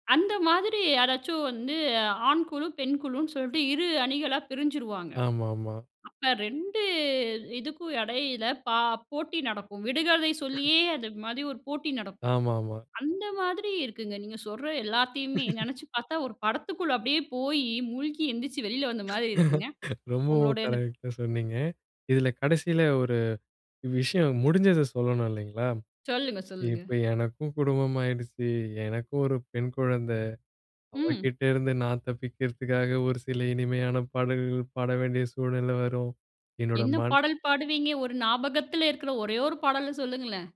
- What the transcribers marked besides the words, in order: laugh; laugh; laughing while speaking: "ரொம்பவும் கரெக்ட்டா சொன்னீங்க"; horn
- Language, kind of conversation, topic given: Tamil, podcast, குடும்பம் உங்கள் இசை ரசனையை எப்படிப் பாதிக்கிறது?